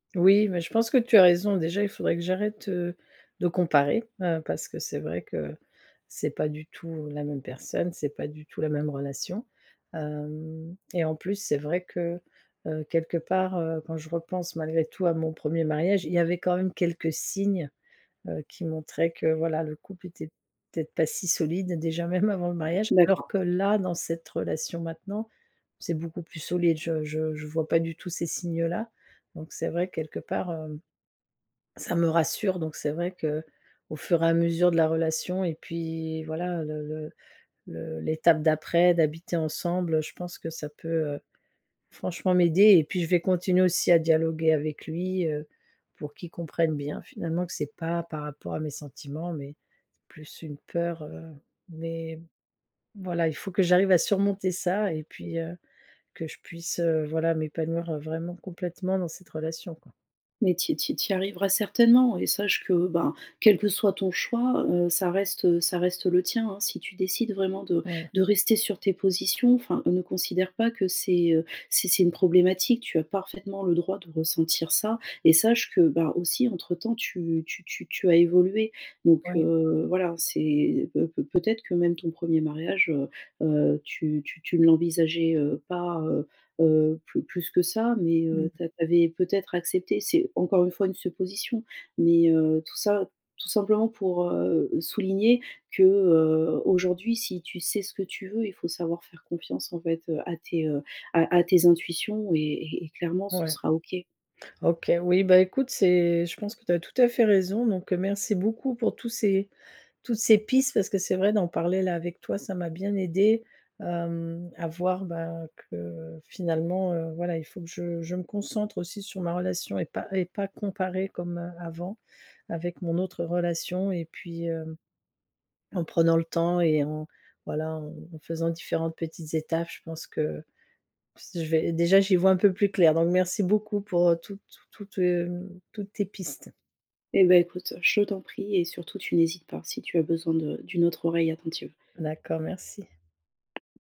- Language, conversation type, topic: French, advice, Comment puis-je surmonter mes doutes concernant un engagement futur ?
- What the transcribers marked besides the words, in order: chuckle; other background noise